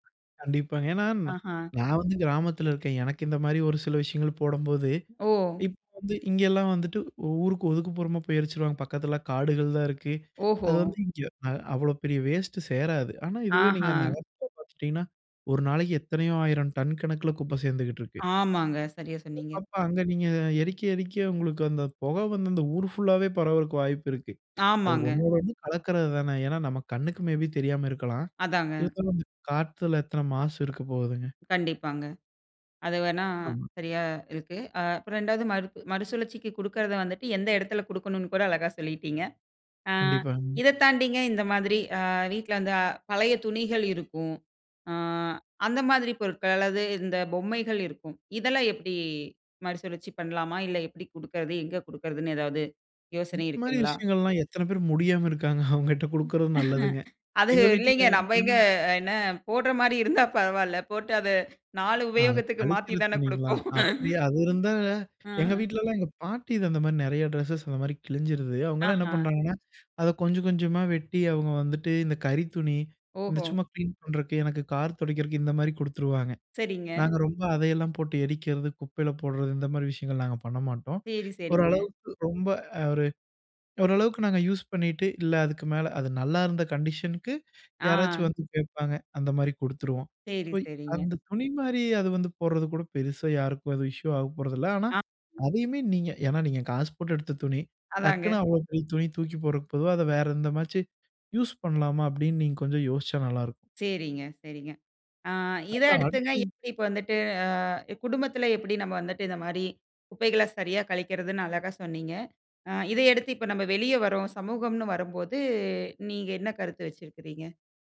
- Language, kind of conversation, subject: Tamil, podcast, குப்பையைச் சரியாக அகற்றி மறுசுழற்சி செய்வது எப்படி?
- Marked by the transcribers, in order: other noise; other background noise; tapping; in English: "மே பி"; unintelligible speech; chuckle; laughing while speaking: "அது இல்லைங்க, நம்ம எங்கே என்ன … மாத்தி தானே குடுப்போம்"; unintelligible speech; inhale; inhale; inhale; in English: "ஸோ"; in English: "இஷ்யூ"